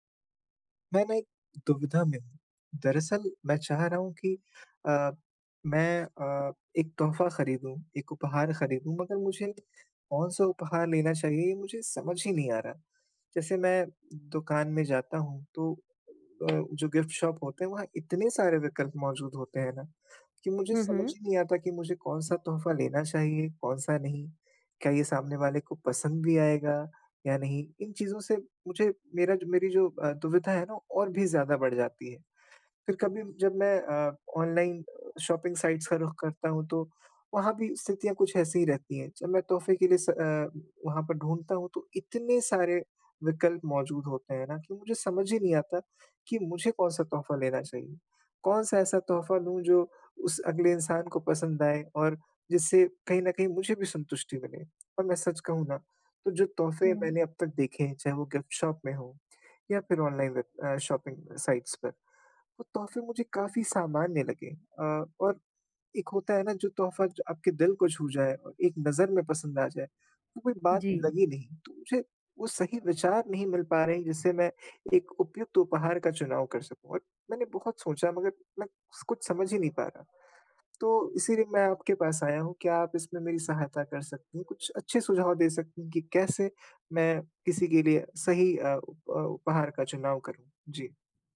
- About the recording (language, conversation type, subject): Hindi, advice, उपहार के लिए सही विचार कैसे चुनें?
- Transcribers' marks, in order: tapping; other background noise; in English: "गिफ्ट शॉप"; in English: "ऑनलाइन शॉपिंग साइट्स"; in English: "गिफ्ट शॉप"; in English: "ऑनलाइन वेब"; in English: "शॉपिंग साइट्स"